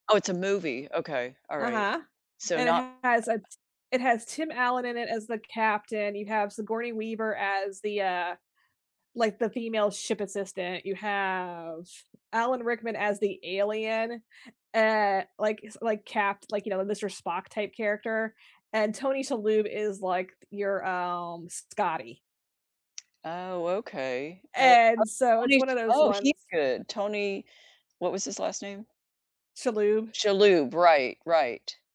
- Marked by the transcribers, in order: unintelligible speech; other background noise
- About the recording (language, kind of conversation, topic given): English, unstructured, Which underrated performer do you champion, and what standout performance proves they deserve more recognition?
- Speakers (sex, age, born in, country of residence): female, 45-49, United States, United States; female, 65-69, United States, United States